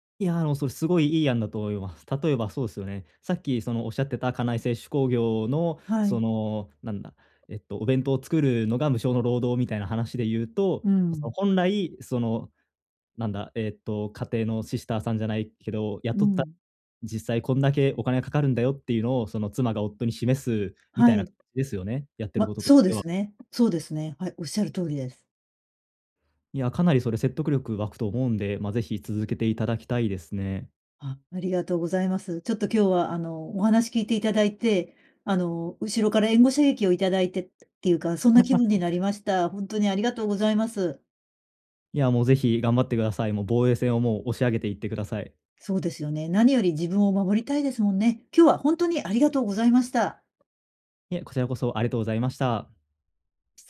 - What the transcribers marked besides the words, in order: other background noise; laugh; other noise
- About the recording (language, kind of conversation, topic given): Japanese, advice, 他者の期待と自己ケアを両立するには、どうすればよいですか？